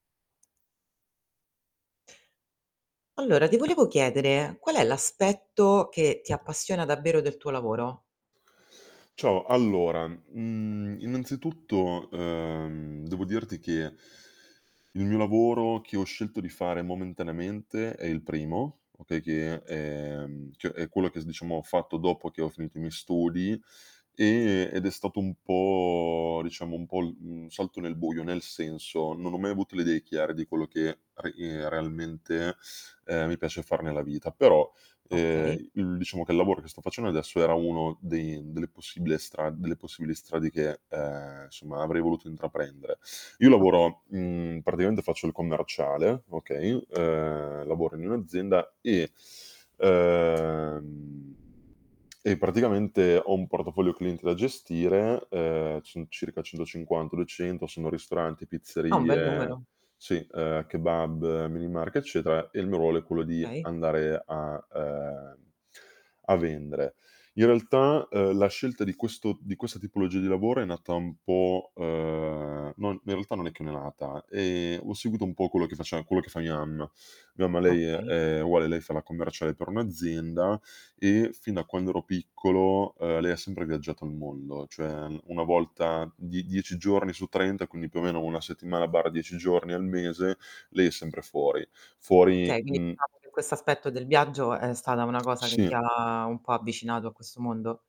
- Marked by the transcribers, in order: tapping; static; "cioè" said as "ceh"; "diciamo" said as "sdiciamo"; drawn out: "e"; drawn out: "po'"; "insomma" said as "somma"; distorted speech; "praticamente" said as "pratiaente"; drawn out: "uhm"; lip smack; "minimarket" said as "minimark"; "realtà" said as "ealtà"; "faceva" said as "facea"; "mia" said as "ia"; "mamma" said as "amma"; "mamma" said as "amma"; "quindi" said as "quini"; "diciamo" said as "ciamo"; drawn out: "ha"
- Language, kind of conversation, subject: Italian, podcast, Che cosa ti appassiona davvero del tuo lavoro?